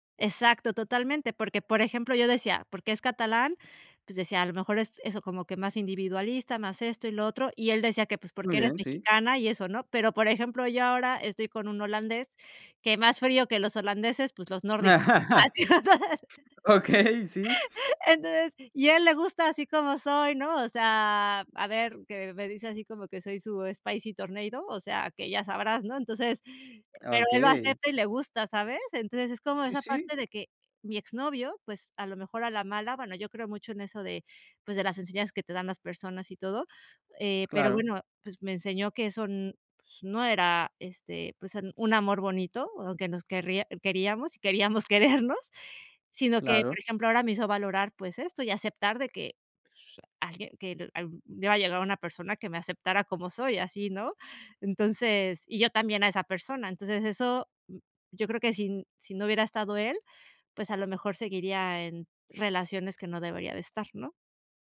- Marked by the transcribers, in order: laugh; tapping; laugh; in English: "spicy tornado"
- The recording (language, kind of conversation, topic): Spanish, podcast, ¿Has conocido a alguien por casualidad que haya cambiado tu vida?